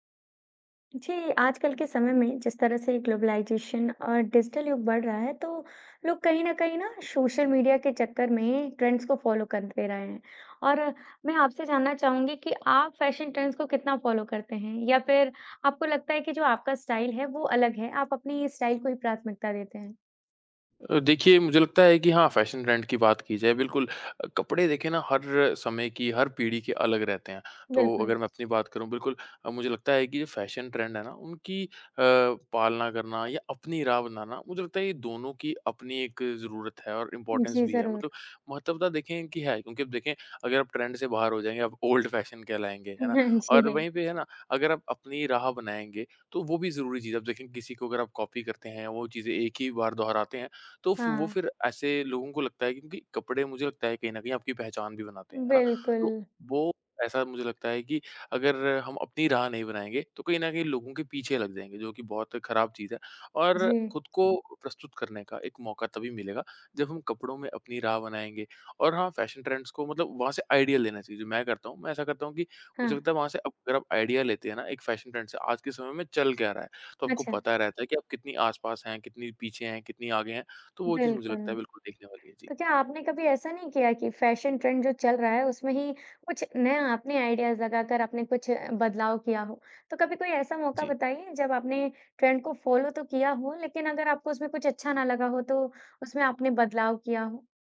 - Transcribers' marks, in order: in English: "ग्लोबलाइज़ेशन"; in English: "डिजिटल"; in English: "ट्रेंड्स"; in English: "फ़ॉलो"; in English: "फैशन ट्रेंड्स"; in English: "फ़ॉलो"; in English: "स्टाइल"; in English: "स्टाइल"; in English: "फैशन ट्रेंड"; in English: "फैशन ट्रेंड"; in English: "इंपोर्टेन्स"; in English: "ट्रेंड"; in English: "ओल्ड फैशन"; chuckle; laughing while speaking: "हाँ जी"; in English: "कॉपी"; in English: "फैशन ट्रेंड्स"; in English: "आइडिया"; in English: "आइडिया"; in English: "फैशन ट्रेंड"; other background noise; in English: "फैशन ट्रेंड"; in English: "आइडियाज़"; in English: "ट्रेंड"; in English: "फ़ॉलो"
- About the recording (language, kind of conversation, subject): Hindi, podcast, फैशन के रुझानों का पालन करना चाहिए या अपना खुद का अंदाज़ बनाना चाहिए?
- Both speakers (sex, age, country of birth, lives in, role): female, 20-24, India, India, host; male, 25-29, India, India, guest